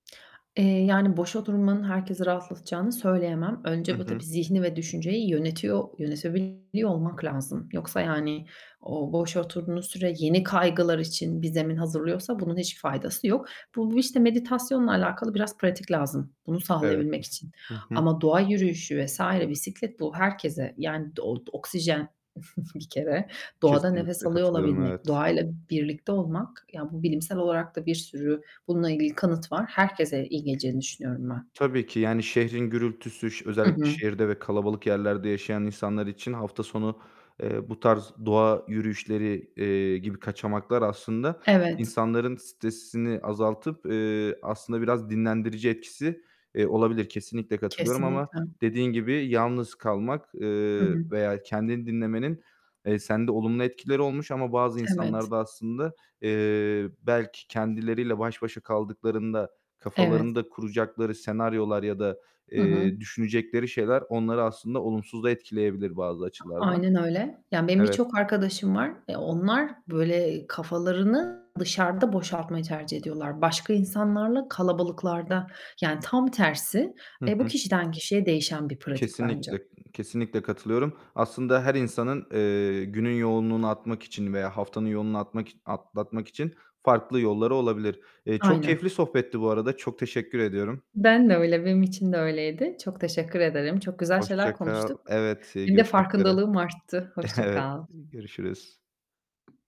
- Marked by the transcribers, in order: tapping; distorted speech; chuckle; other background noise; giggle
- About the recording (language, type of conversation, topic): Turkish, podcast, Akşamları rahatlamak için neler yaparsın?